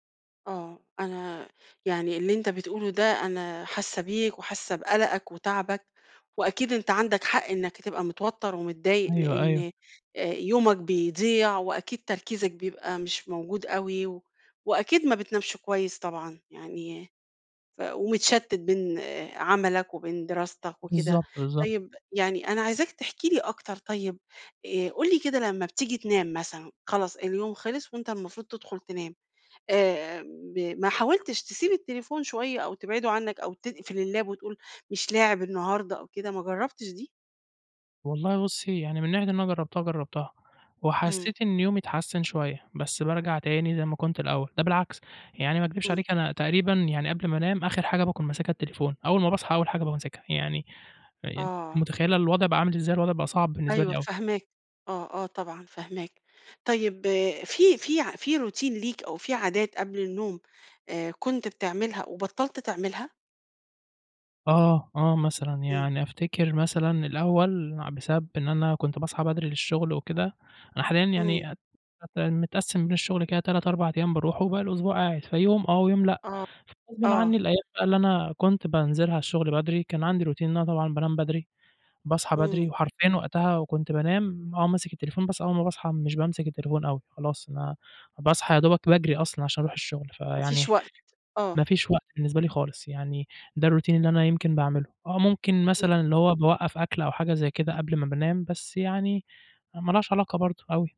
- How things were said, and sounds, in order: in English: "الlap"; in English: "routine"; in English: "Routine"; in English: "الRoutine"
- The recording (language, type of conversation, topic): Arabic, advice, إزاي بتتعامل مع وقت استخدام الشاشات عندك، وبيأثر ده على نومك وتركيزك إزاي؟